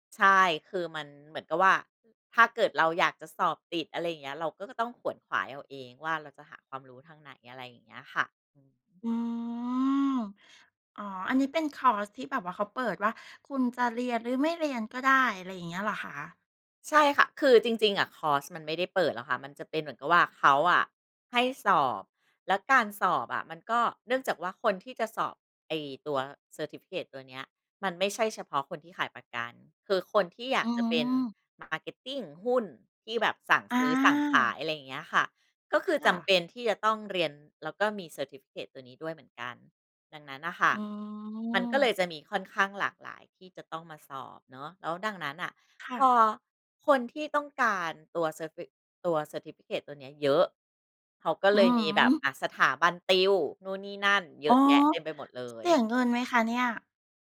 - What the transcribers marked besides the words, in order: in English: "เซอร์ทิฟิเคิต"; in English: "เซอร์ทิฟิเคิต"; in English: "เซอร์ทิฟิเคิต"
- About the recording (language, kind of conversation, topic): Thai, podcast, การเรียนออนไลน์เปลี่ยนแปลงการศึกษาอย่างไรในมุมมองของคุณ?